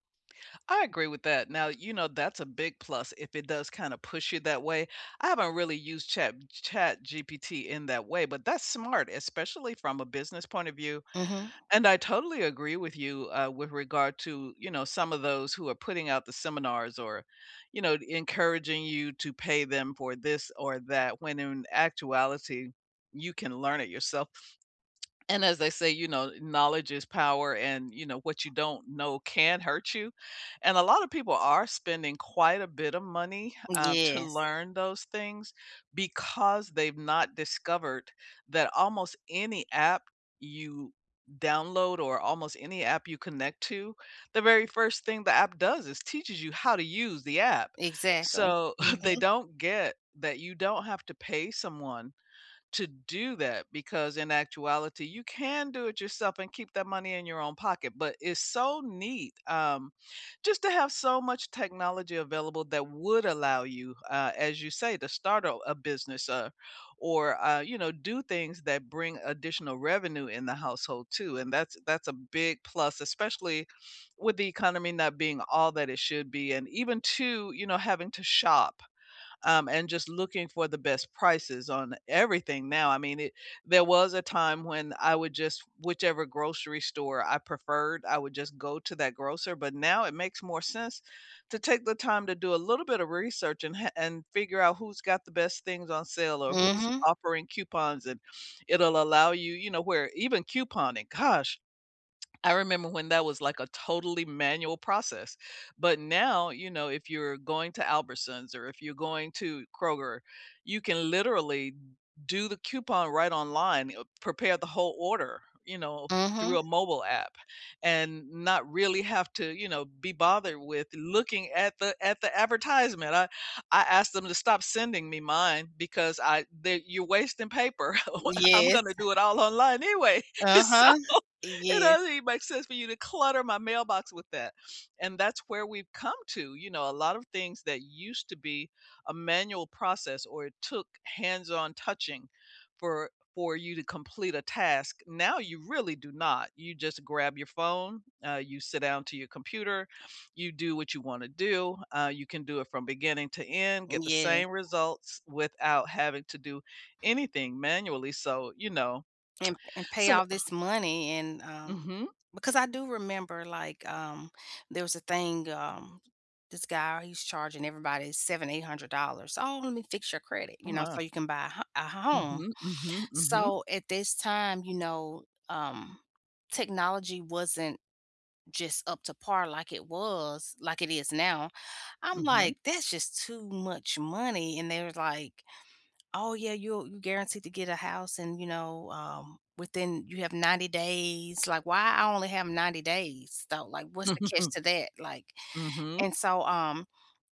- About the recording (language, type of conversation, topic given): English, unstructured, How does technology shape your daily habits and help you feel more connected?
- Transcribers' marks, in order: other background noise; tapping; cough; laugh; laughing while speaking: "So"; laugh